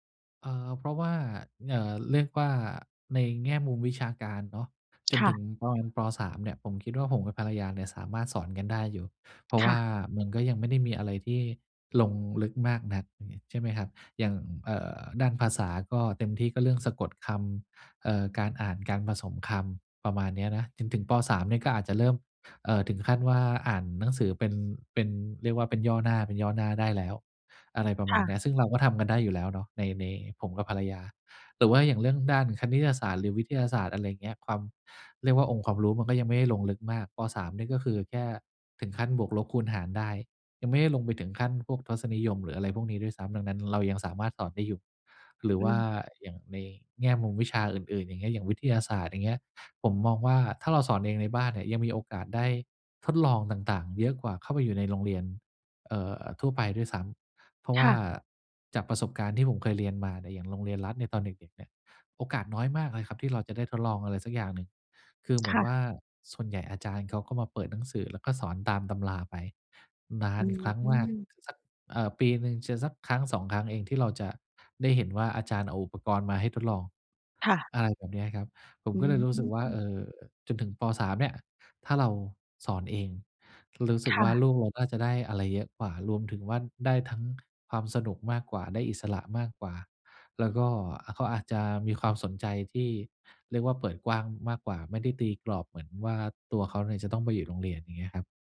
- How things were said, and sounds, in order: none
- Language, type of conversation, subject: Thai, advice, ฉันจะตัดสินใจเรื่องสำคัญของตัวเองอย่างไรโดยไม่ปล่อยให้แรงกดดันจากสังคมมาชี้นำ?